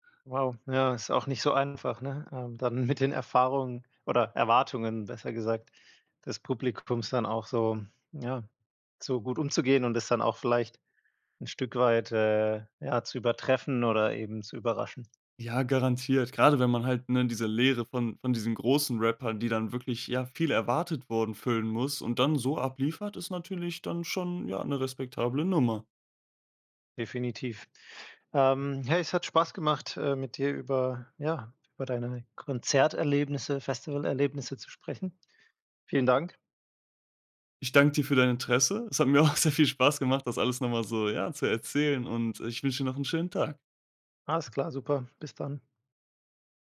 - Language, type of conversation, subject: German, podcast, Was macht für dich ein großartiges Live-Konzert aus?
- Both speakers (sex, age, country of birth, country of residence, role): male, 20-24, Germany, Germany, guest; male, 30-34, Germany, Germany, host
- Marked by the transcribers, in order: laughing while speaking: "mit den"; laughing while speaking: "auch"